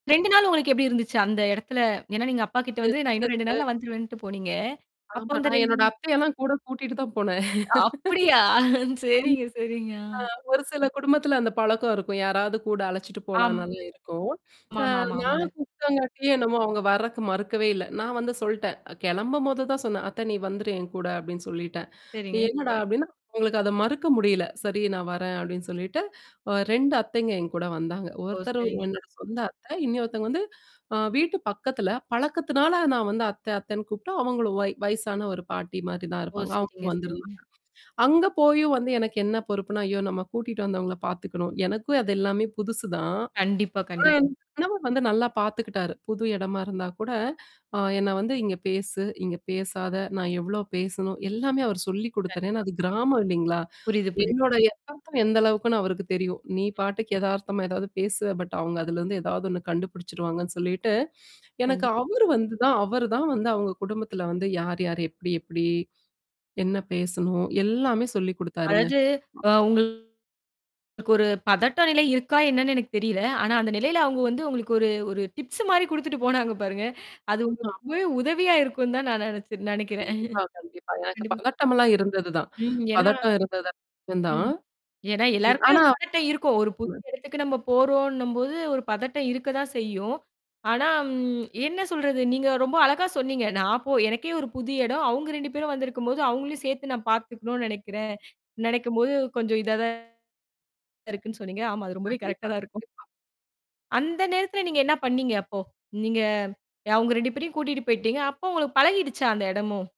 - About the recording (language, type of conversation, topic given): Tamil, podcast, திருமண வாழ்க்கையில் காலப்போக்கில் அன்பை வெளிப்படுத்தும் முறைகள் எப்படி மாறுகின்றன?
- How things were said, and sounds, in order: static; unintelligible speech; distorted speech; laugh; laughing while speaking: "சரிங்க, சரிங்க"; mechanical hum; other background noise; in English: "பட்"; other noise; in English: "டிப்ஸு"; unintelligible speech; chuckle; unintelligible speech